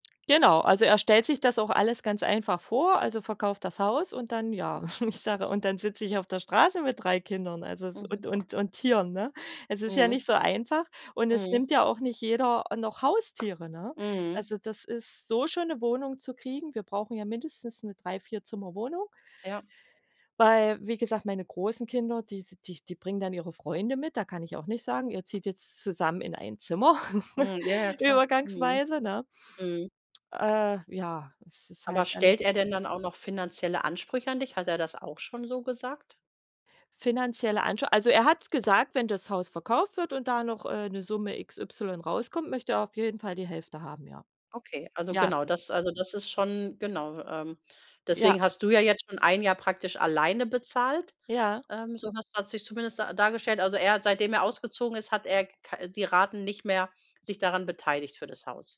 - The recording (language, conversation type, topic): German, advice, Wie können wir nach der Trennung die gemeinsame Wohnung und unseren Besitz fair aufteilen?
- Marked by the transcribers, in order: other background noise; chuckle